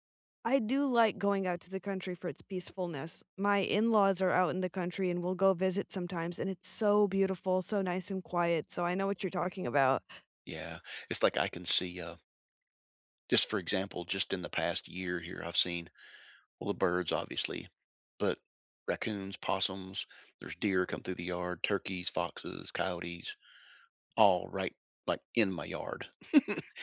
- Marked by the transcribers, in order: other background noise; chuckle
- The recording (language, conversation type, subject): English, unstructured, How do you practice self-care in your daily routine?